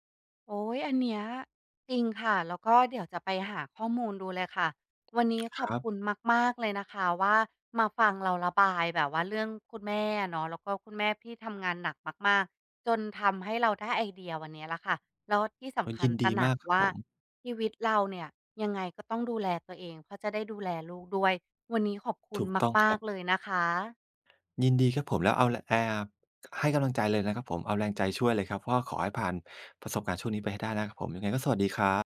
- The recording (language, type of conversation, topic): Thai, advice, ฉันรู้สึกเหนื่อยล้าทั้งร่างกายและจิตใจ ควรคลายความเครียดอย่างไร?
- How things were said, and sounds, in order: tapping